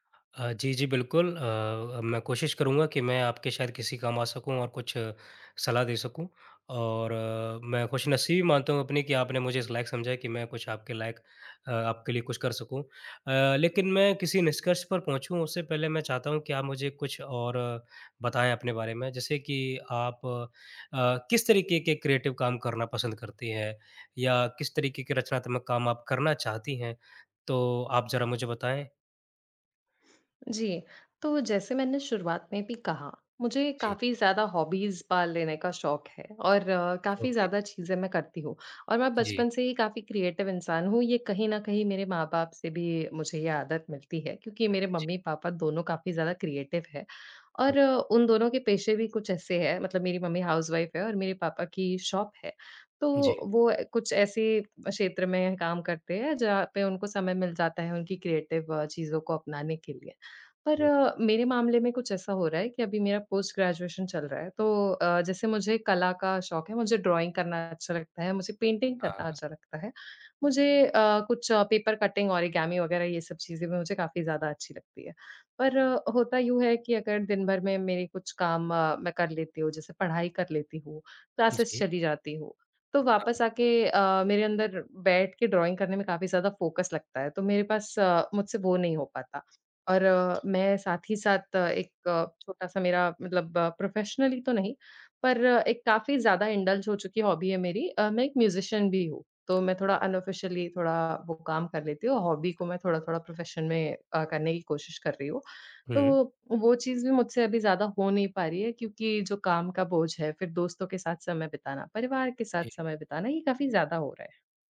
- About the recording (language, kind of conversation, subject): Hindi, advice, आप रोज़ रचनात्मक काम के लिए समय कैसे निकाल सकते हैं?
- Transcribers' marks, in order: in English: "क्रिएटिव"; in English: "हॉबीज़"; in English: "ओके"; in English: "क्रिएटिव"; in English: "क्रिएटिव"; in English: "हाउसवाइफ़"; in English: "शॉप"; in English: "क्रिएटिव"; in English: "पोस्ट ग्रेजुएशन"; in English: "ड्राइंग"; in English: "पेंटिंग"; in English: "पेपर कटिंग, ओरिगामी"; in English: "क्लासेस"; in English: "ड्राइंग"; in English: "फ़ोकस"; in English: "प्रोफेशनली"; in English: "इंडल्ज़"; in English: "हॉबी"; in English: "म्यूज़िशियन"; in English: "अनऑफिशियली"; tongue click; in English: "हॉबी"; in English: "प्रोफ़ेशन"